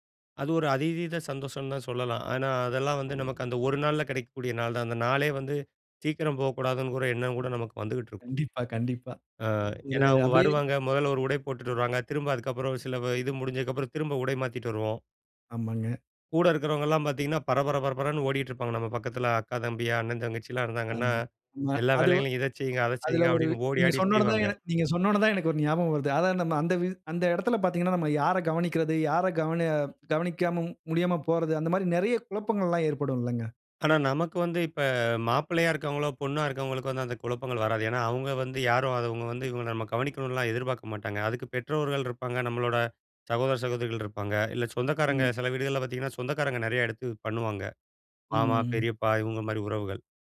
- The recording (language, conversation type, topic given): Tamil, podcast, உங்கள் திருமண நாளின் நினைவுகளை சுருக்கமாக சொல்ல முடியுமா?
- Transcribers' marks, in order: "அதீத" said as "அதிதீத"; "ஏன்னா" said as "ஆனா"